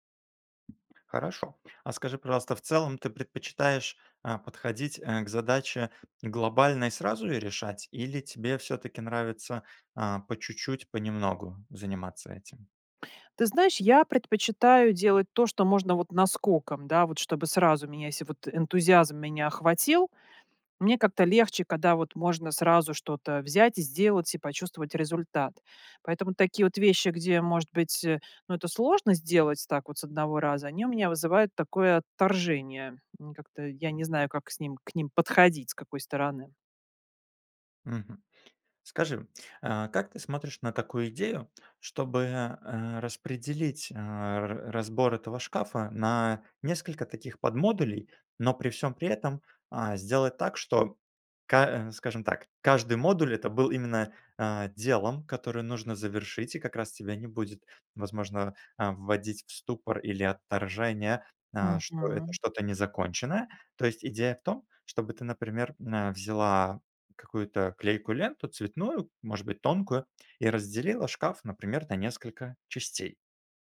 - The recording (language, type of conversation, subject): Russian, advice, Как постоянные отвлечения мешают вам завершить запланированные дела?
- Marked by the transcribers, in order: tapping; "когда" said as "када"